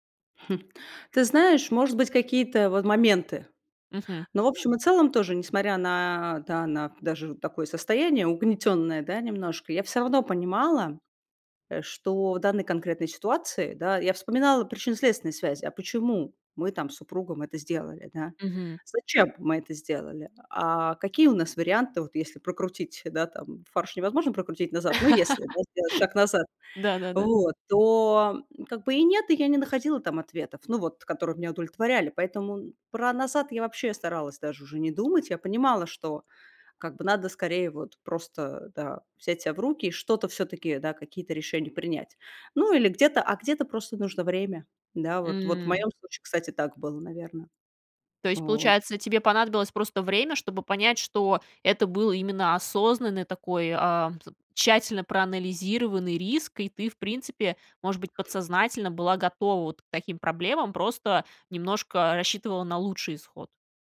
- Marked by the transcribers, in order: other noise; tapping; laugh; other background noise
- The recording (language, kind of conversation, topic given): Russian, podcast, Как ты отличаешь риск от безрассудства?